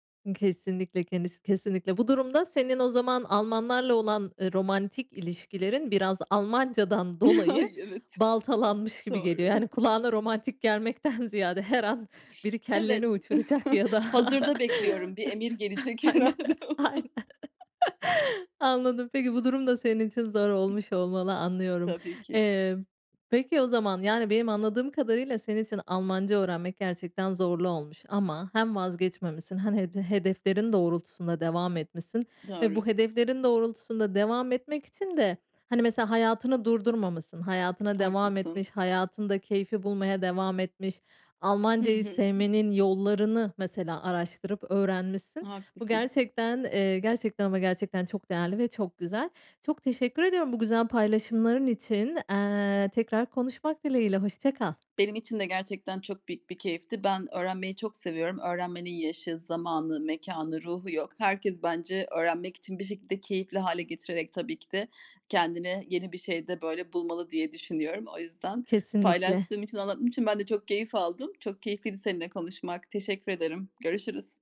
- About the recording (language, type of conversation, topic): Turkish, podcast, Zor bir şeyi öğrenirken keyif almayı nasıl başarıyorsun?
- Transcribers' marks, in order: other background noise; chuckle; laughing while speaking: "Ay!"; chuckle; chuckle; laughing while speaking: "uçuracak ya da Aynen, aynen. Anladım"; laughing while speaking: "herhâlde"; tapping